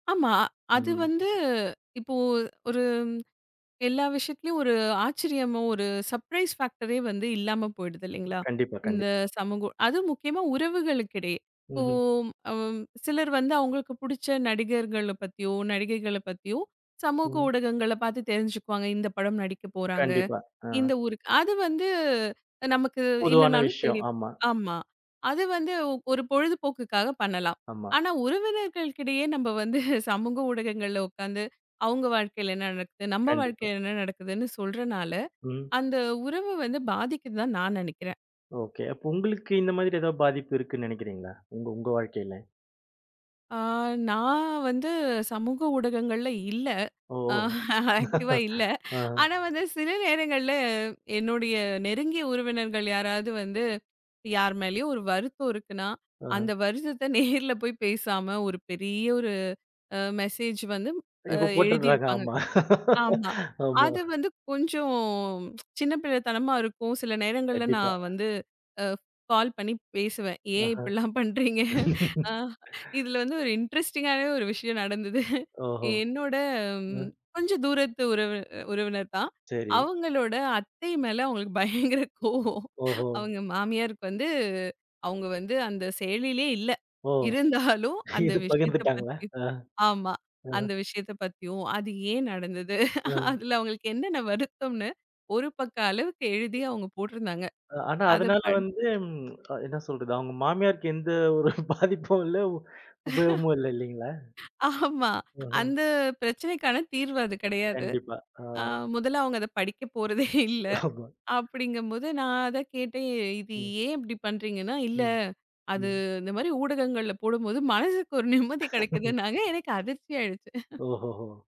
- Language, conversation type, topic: Tamil, podcast, சமூக ஊடகம் உறவுகளை மேம்படுத்துமா, அல்லது பாதிக்குமா?
- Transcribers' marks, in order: in English: "சப்ரைஸ் ஃபேக்ட்டரே"; laughing while speaking: "வந்து"; laughing while speaking: "ஆக்டிவ்வா"; laugh; other background noise; "வருத்தத்த" said as "வருசத்த"; laughing while speaking: "நேர்ல போய்"; in English: "மெசேஜ்"; tsk; laugh; in English: "கால்"; laughing while speaking: "இப்டில்லாம் பண்றீங்க? அ இதுல வந்து ஒரு இன்ட்ரெஸ்ட்டிங்காவே ஒரு விஷயம் நடந்தது"; in English: "இன்ட்ரெஸ்ட்டிங்காவே"; laugh; tapping; laughing while speaking: "பயங்கர கோபம்"; laughing while speaking: "இருந்தாலும்"; laughing while speaking: "இது பகிர்ந்த்துட்டாங்களா?"; laughing while speaking: "நடந்தது? அதுல அவங்களுக்கு என்னென்ன வருத்தம்ன்னு"; tsk; laughing while speaking: "ஒரு பாதிப்பும் இல்ல"; laughing while speaking: "ஆமா"; unintelligible speech; laughing while speaking: "படிக்கப்போறதே இல்ல"; laughing while speaking: "ஆமா"; laugh; laugh